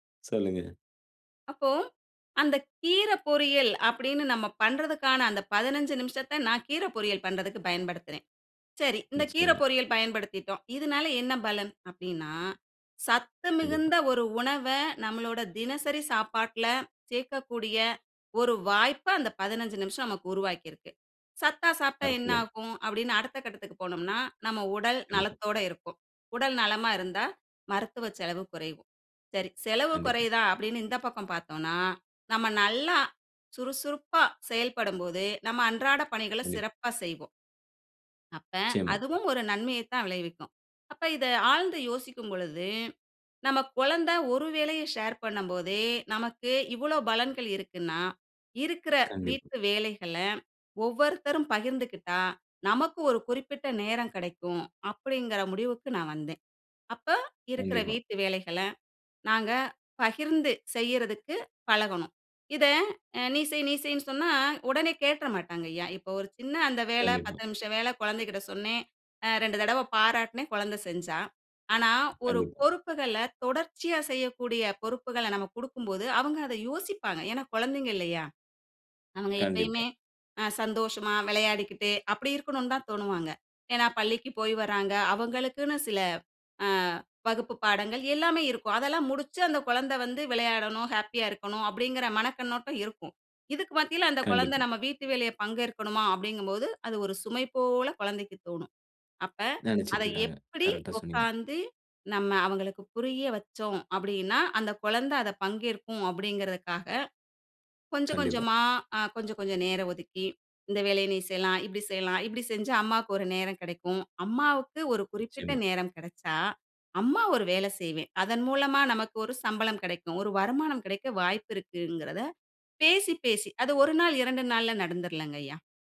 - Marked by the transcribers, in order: in English: "ஷேர்"
- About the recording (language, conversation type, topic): Tamil, podcast, வீட்டுப் பணிகளில் பிள்ளைகள் எப்படிப் பங்குபெறுகிறார்கள்?